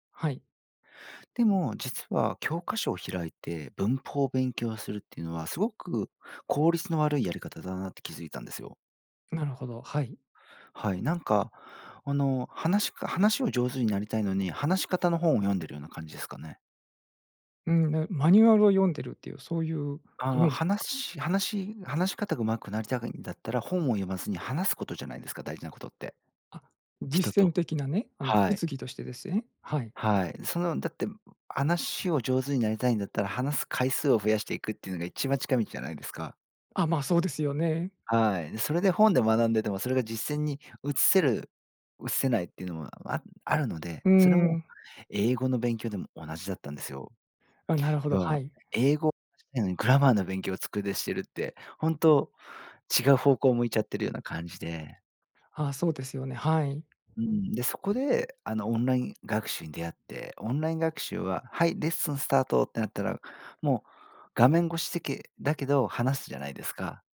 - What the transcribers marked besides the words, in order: in English: "グラマー"; tapping
- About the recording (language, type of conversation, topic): Japanese, podcast, 自分に合う勉強法はどうやって見つけましたか？